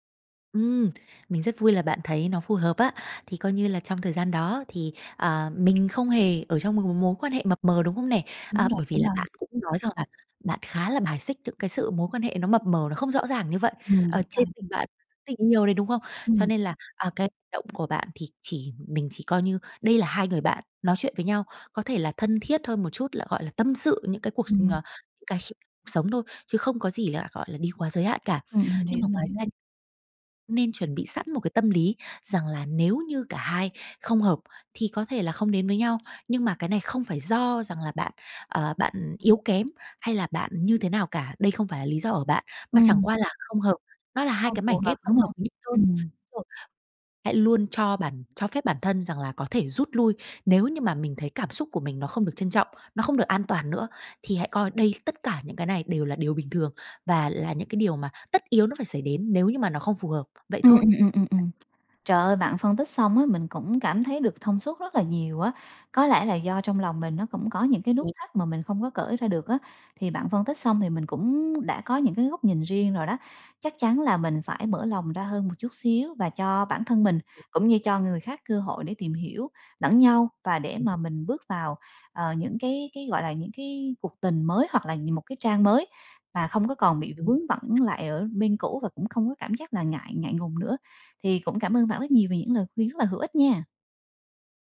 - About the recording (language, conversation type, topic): Vietnamese, advice, Bạn làm thế nào để vượt qua nỗi sợ bị từ chối khi muốn hẹn hò lại sau chia tay?
- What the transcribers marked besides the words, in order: tapping; other background noise